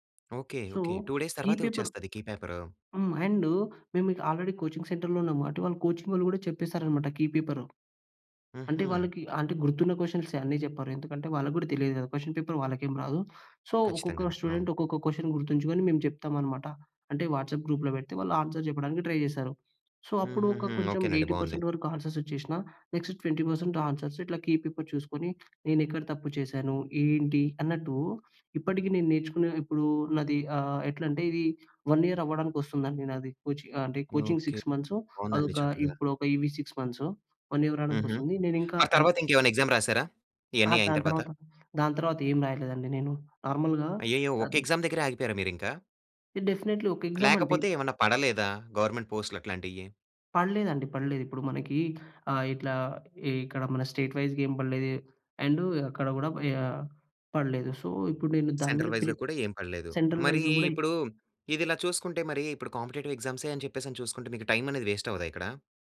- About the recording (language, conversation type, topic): Telugu, podcast, నువ్వు విఫలమైనప్పుడు నీకు నిజంగా ఏం అనిపిస్తుంది?
- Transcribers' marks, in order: in English: "సో, కీ"; in English: "టూ డేస్"; in English: "కీ"; in English: "ఆల్రెడీ కోచింగ్ సెంటర్‌లో"; in English: "కీ"; in English: "పేపర్"; in English: "సో"; in English: "స్టూడెంట్"; in English: "వాట్సప్ గ్రూప్‌లో"; in English: "ఆన్సర్"; in English: "ట్రై"; in English: "సో"; in English: "ఎయిటీ పర్సెంట్"; in English: "నెక్స్ట్ ట్వెంటీ పర్సెంట్ ఆన్సర్స్"; in English: "కీ పేపర్"; other background noise; in English: "వన్ ఇయర్"; in English: "కోచింగ్"; in English: "వన్"; in English: "నార్మల్‌గా"; in English: "డెఫినిట్‌లీ"; in English: "ఎగ్జామ్"; in English: "గవర్నమెంట్"; in English: "స్టేట్ వైజ్‌గా"; in English: "అండ్"; in English: "సో"; in English: "సెంట్రల్ వైజ్‌గా"; in English: "సెంట్రల్ వైజ్‌గా"; in English: "కాంపెటిటివ్"; in English: "వేస్ట్"